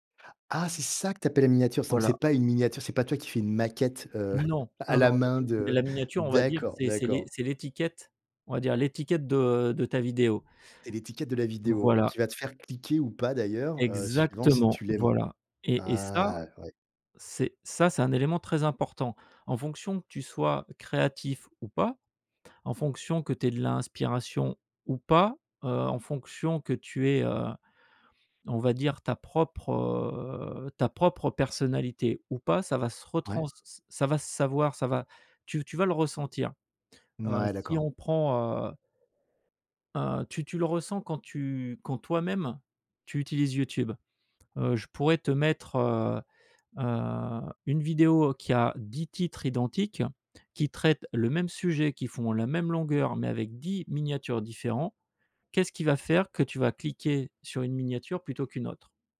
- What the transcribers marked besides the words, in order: stressed: "ça"; "Donc" said as "Sonc"; other background noise; chuckle
- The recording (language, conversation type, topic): French, podcast, Comment trouves-tu l’inspiration pour créer ?